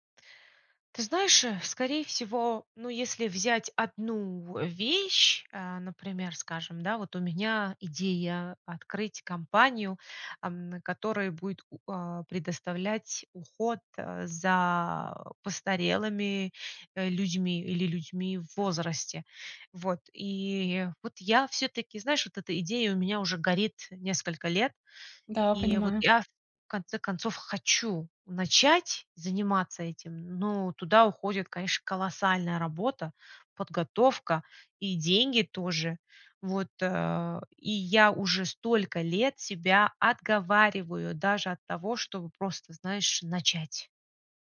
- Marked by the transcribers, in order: other background noise
- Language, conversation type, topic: Russian, advice, Как заранее увидеть и подготовиться к возможным препятствиям?